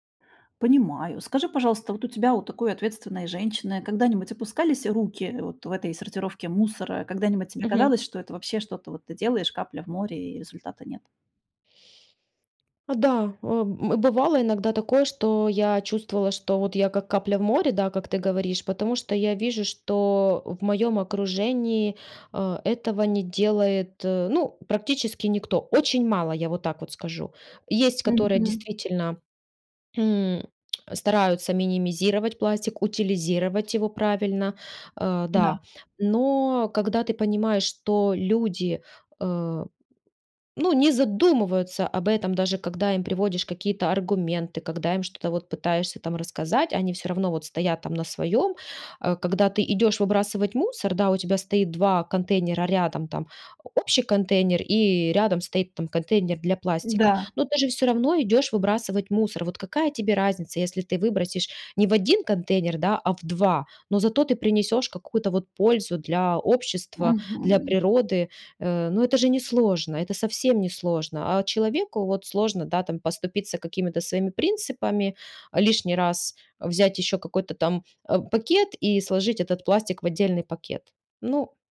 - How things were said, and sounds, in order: other background noise
- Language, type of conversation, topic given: Russian, podcast, Как сократить использование пластика в повседневной жизни?